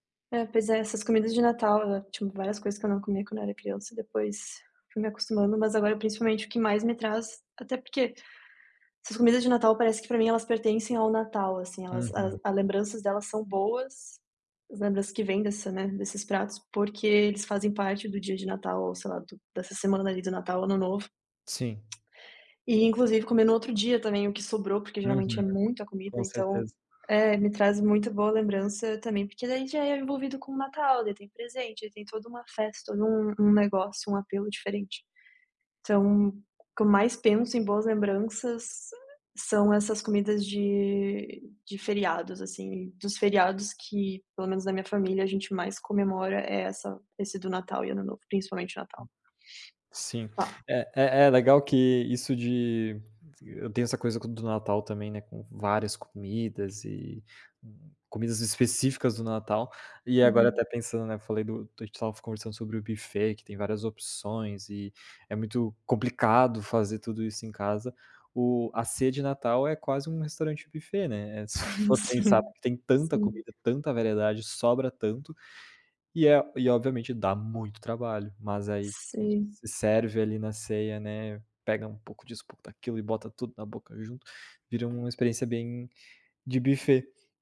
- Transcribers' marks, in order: tapping; other background noise; laughing while speaking: "Uhum. Sim"
- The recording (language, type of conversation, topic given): Portuguese, unstructured, Qual comida típica da sua cultura traz boas lembranças para você?
- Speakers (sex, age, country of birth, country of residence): female, 25-29, Brazil, Italy; male, 25-29, Brazil, Italy